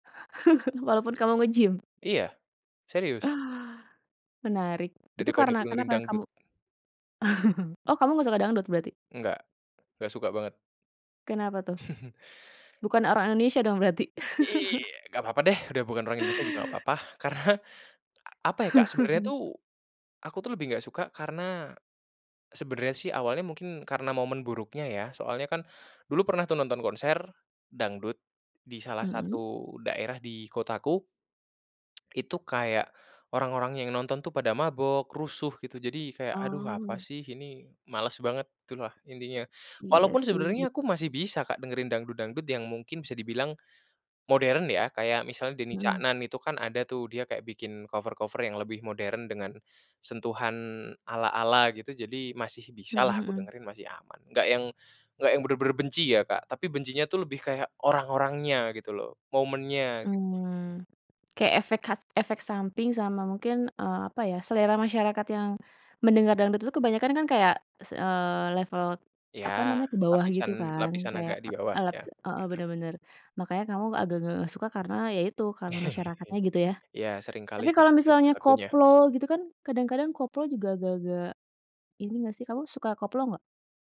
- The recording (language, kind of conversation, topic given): Indonesian, podcast, Menurutmu, kenapa ada lagu tertentu yang bisa terus terngiang di kepala?
- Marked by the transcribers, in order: laugh; other background noise; chuckle; chuckle; laugh; laugh; laughing while speaking: "Karena"; tongue click; tapping; in English: "cover-cover"; chuckle; unintelligible speech